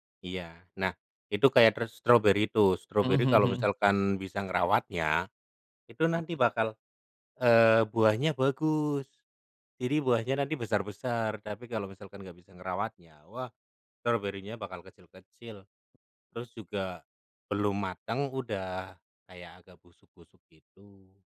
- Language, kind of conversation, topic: Indonesian, unstructured, Apa hal yang paling menyenangkan menurutmu saat berkebun?
- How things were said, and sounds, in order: none